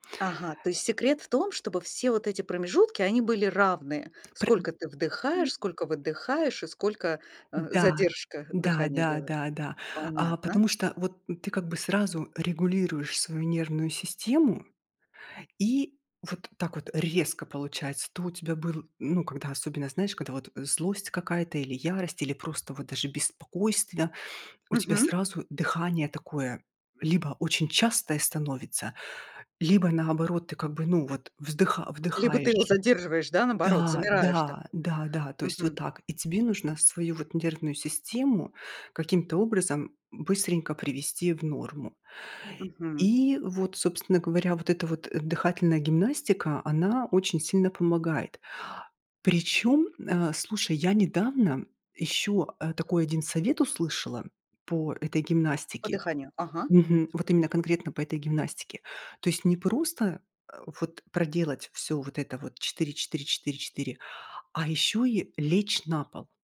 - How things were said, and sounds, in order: tapping
- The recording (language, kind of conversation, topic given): Russian, podcast, Что можно сделать за пять минут, чтобы успокоиться?